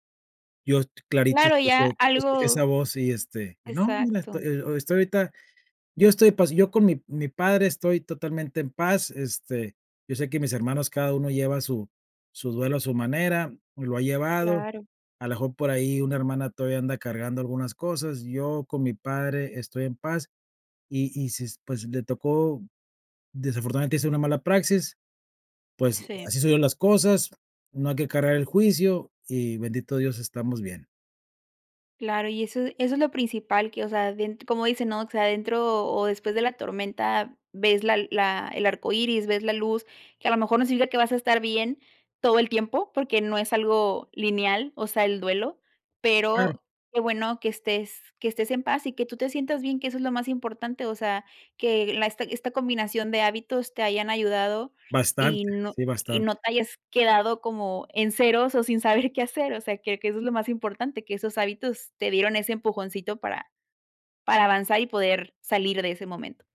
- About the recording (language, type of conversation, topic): Spanish, podcast, ¿Qué hábitos te ayudan a mantenerte firme en tiempos difíciles?
- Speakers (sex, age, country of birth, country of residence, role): female, 25-29, Mexico, Mexico, host; male, 45-49, Mexico, Mexico, guest
- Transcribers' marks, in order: none